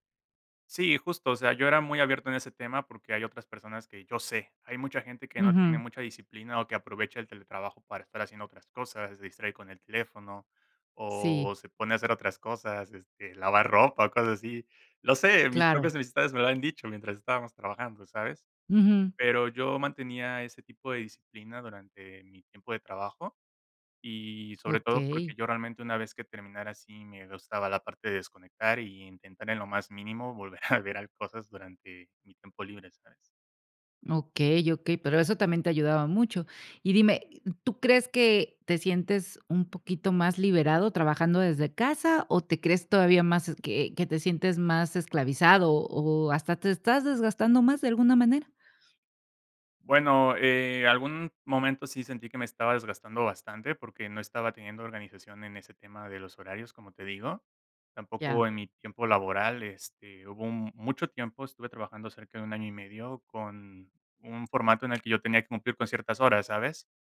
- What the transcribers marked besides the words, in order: laughing while speaking: "volver a ver"
- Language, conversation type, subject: Spanish, podcast, ¿Qué opinas del teletrabajo frente al trabajo en la oficina?